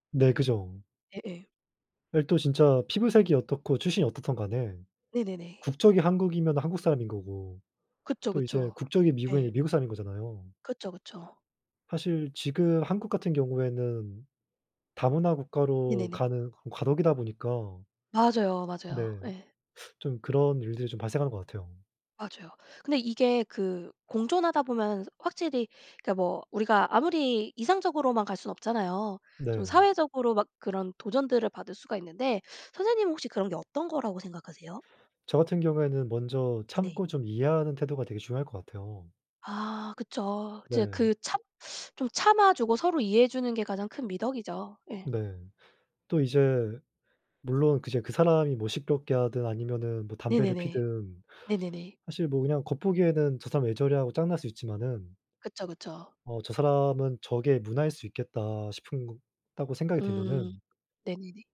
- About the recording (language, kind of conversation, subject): Korean, unstructured, 다양한 문화가 공존하는 사회에서 가장 큰 도전은 무엇일까요?
- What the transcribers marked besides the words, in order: none